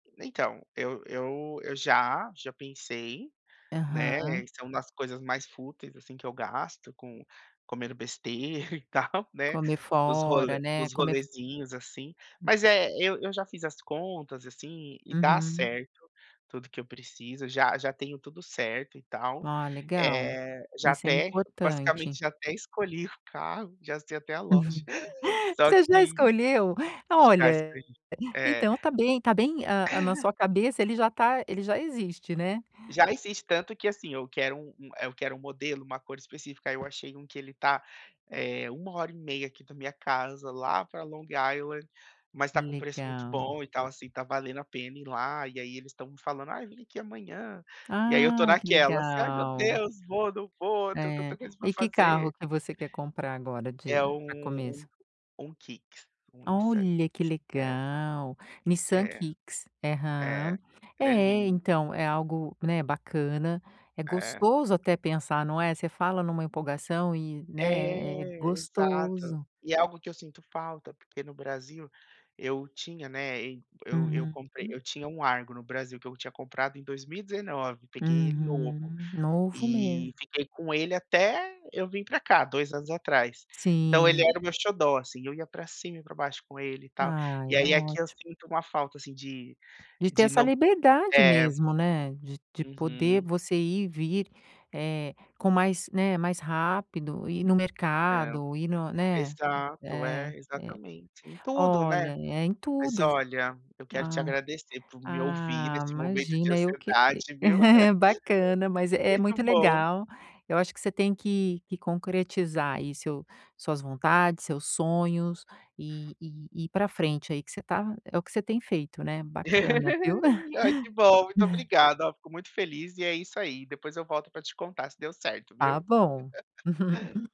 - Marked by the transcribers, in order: laugh; laugh; laugh; tapping; drawn out: "É"; laugh; laugh; laugh; laugh; laugh
- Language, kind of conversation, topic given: Portuguese, advice, Como posso ajustar meu orçamento sem sacrificar minha qualidade de vida?